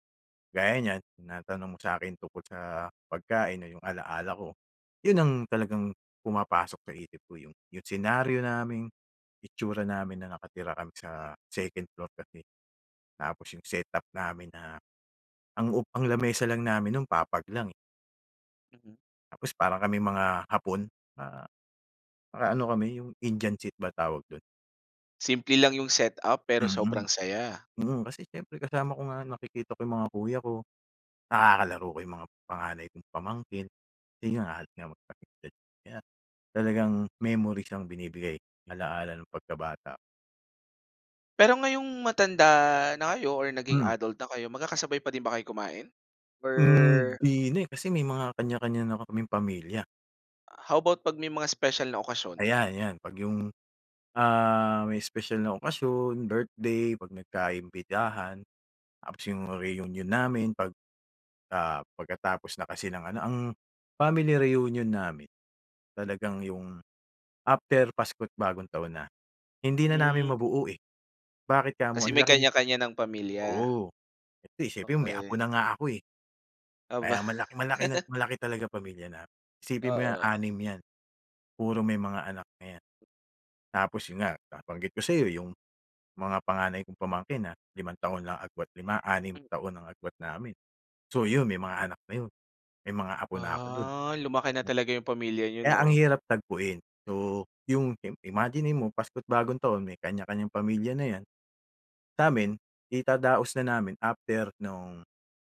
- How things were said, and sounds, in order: tapping; other background noise; laughing while speaking: "Aba"; laugh
- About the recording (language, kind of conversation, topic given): Filipino, podcast, Anong tradisyonal na pagkain ang may pinakamatingkad na alaala para sa iyo?